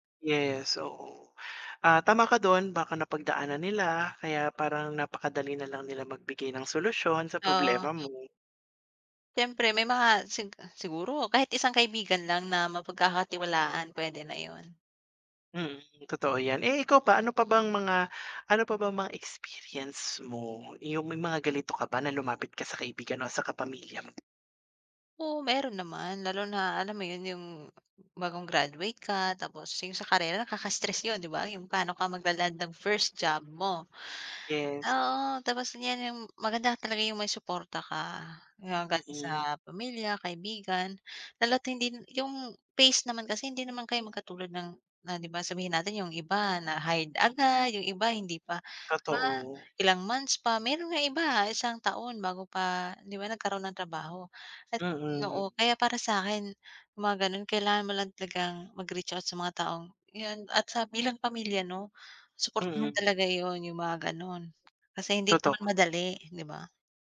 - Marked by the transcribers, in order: other background noise; tapping; "ganito" said as "galito"; in another language: "first job"; in English: "phase"; background speech
- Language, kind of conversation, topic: Filipino, unstructured, Paano mo hinaharap ang takot at stress sa araw-araw?